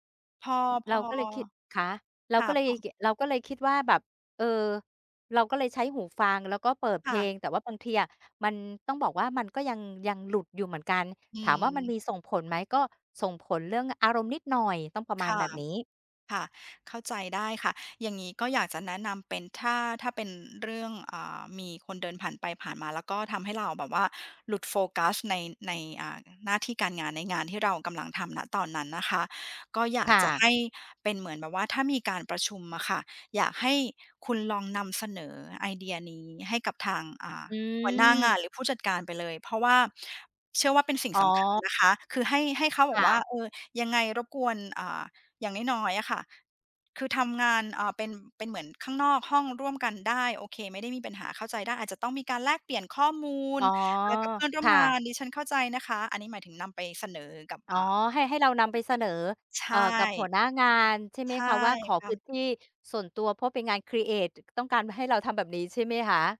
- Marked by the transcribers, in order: other background noise; unintelligible speech; drawn out: "อืม"; drawn out: "อ๋อ"; other noise; in English: "ครีเอต"
- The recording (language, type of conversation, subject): Thai, advice, สภาพแวดล้อมที่บ้านหรือที่ออฟฟิศทำให้คุณโฟกัสไม่ได้อย่างไร?